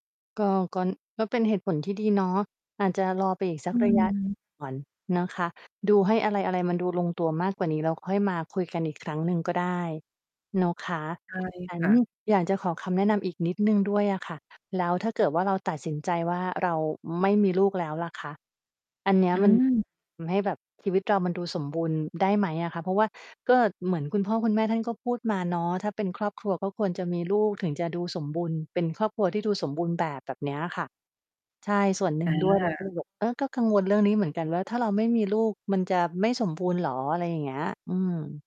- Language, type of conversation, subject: Thai, advice, ฉันกำลังคิดอยากมีลูกแต่กลัวความรับผิดชอบและการเปลี่ยนแปลงชีวิต ควรเริ่มตัดสินใจและวางแผนอย่างไร?
- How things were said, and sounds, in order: none